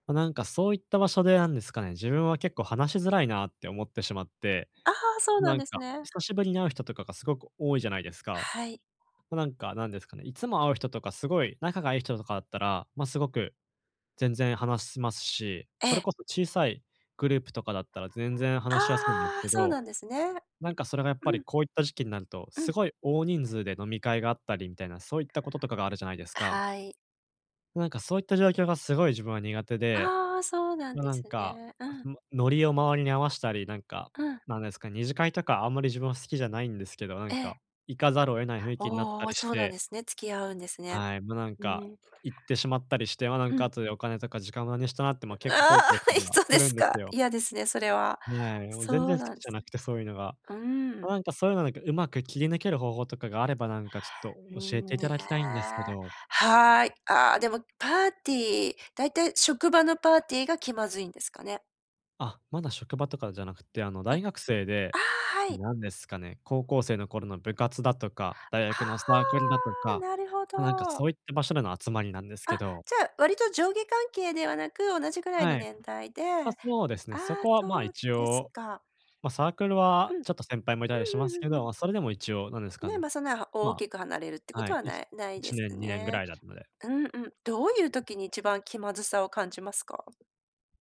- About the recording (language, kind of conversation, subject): Japanese, advice, パーティーで気まずさを感じたとき、どう乗り越えればいいですか？
- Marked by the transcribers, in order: other noise; other background noise; tapping